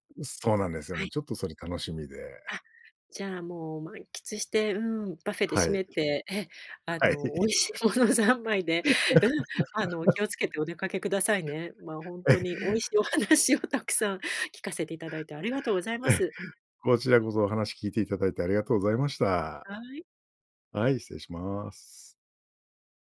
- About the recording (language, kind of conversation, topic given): Japanese, podcast, 毎年恒例の旅行やお出かけの習慣はありますか？
- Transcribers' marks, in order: other noise; laughing while speaking: "はい"; laugh; laughing while speaking: "美味しいお話をたくさん"